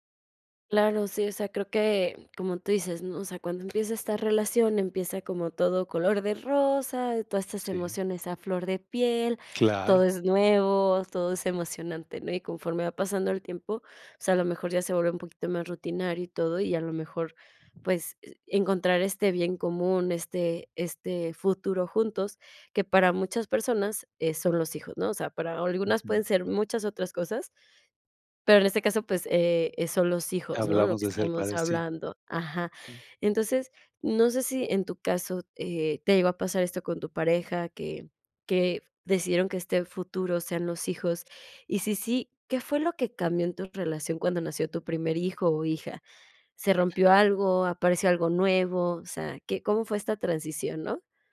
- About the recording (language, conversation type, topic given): Spanish, podcast, ¿Qué haces para cuidar la relación de pareja siendo padres?
- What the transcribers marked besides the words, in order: other background noise